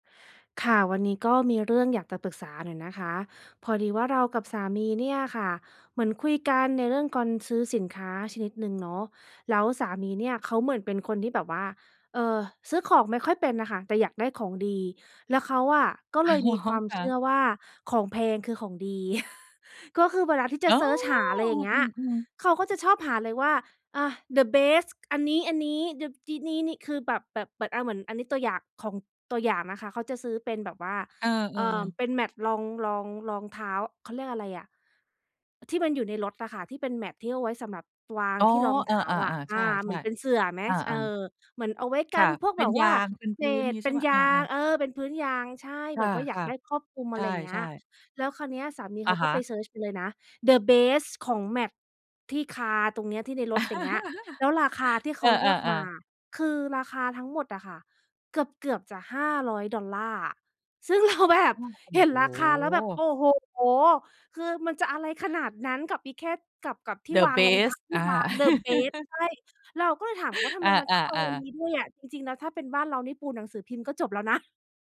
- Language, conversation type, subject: Thai, advice, จะหาสินค้าคุณภาพดีราคาไม่แพงโดยไม่ต้องเสียเงินมากได้อย่างไร?
- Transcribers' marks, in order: "การ" said as "กอน"; laughing while speaking: "อ๋อ"; chuckle; in English: "the best"; in English: "mat"; in English: "mat"; in English: "the best"; in English: "mat"; in English: "car"; laugh; laughing while speaking: "เรา"; in English: "the best"; in English: "the best"; laugh; laughing while speaking: "นะ"